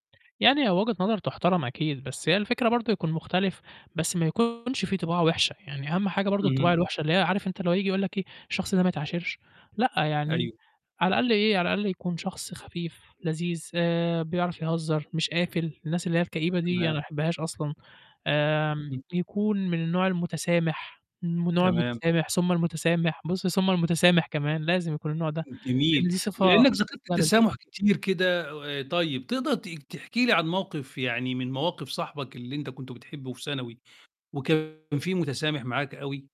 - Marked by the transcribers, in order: distorted speech
- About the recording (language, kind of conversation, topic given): Arabic, podcast, ممكن تحكيلي عن تجربة حب أو صداقة سابت فيك أثر كبير؟